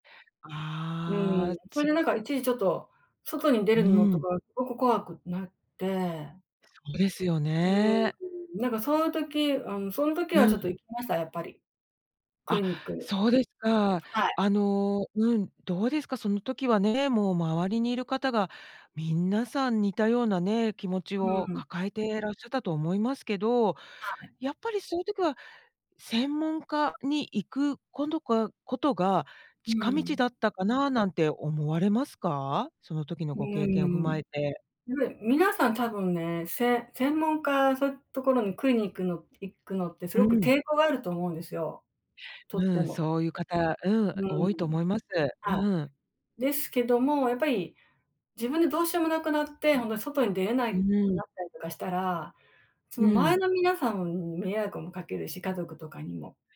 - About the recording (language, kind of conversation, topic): Japanese, podcast, ストレスは体にどのように現れますか？
- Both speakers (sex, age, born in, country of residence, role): female, 50-54, Japan, United States, host; female, 60-64, Japan, Japan, guest
- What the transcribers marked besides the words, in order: none